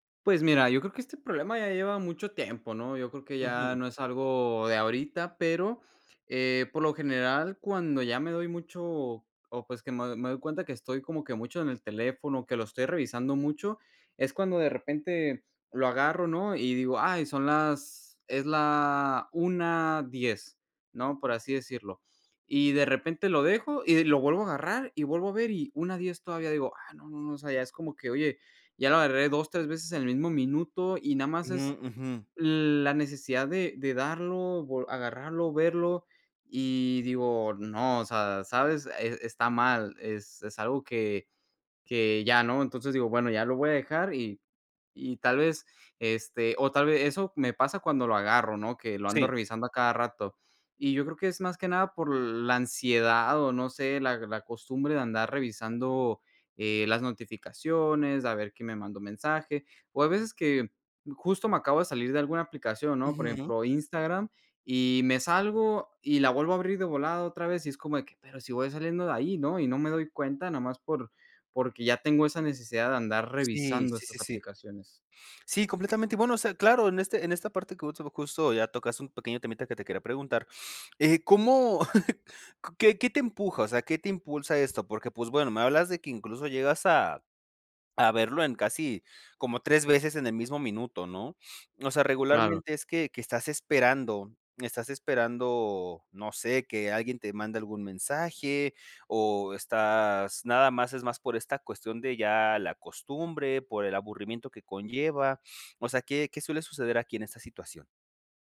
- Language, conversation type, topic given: Spanish, podcast, ¿Te pasa que miras el celular sin darte cuenta?
- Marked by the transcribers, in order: gasp; chuckle; inhale